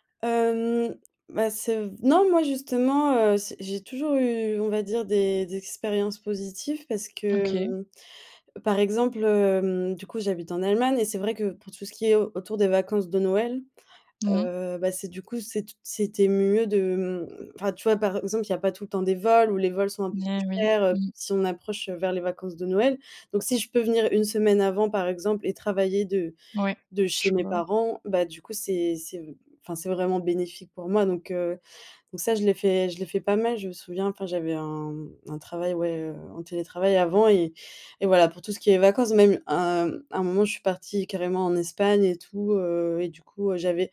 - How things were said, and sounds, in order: tapping
- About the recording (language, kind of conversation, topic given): French, podcast, Que penses-tu, honnêtement, du télétravail à temps plein ?